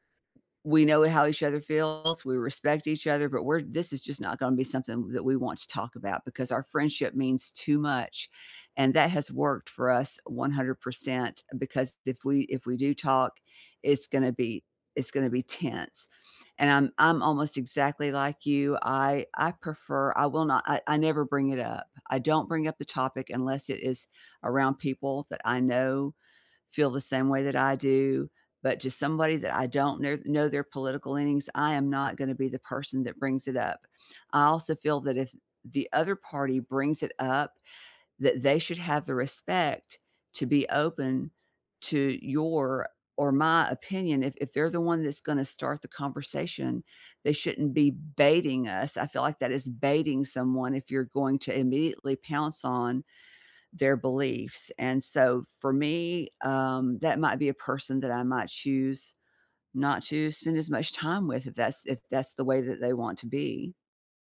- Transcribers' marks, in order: other background noise; stressed: "baiting"
- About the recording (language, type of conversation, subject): English, unstructured, How do you feel about telling the truth when it hurts someone?
- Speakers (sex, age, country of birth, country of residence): female, 65-69, United States, United States; male, 60-64, United States, United States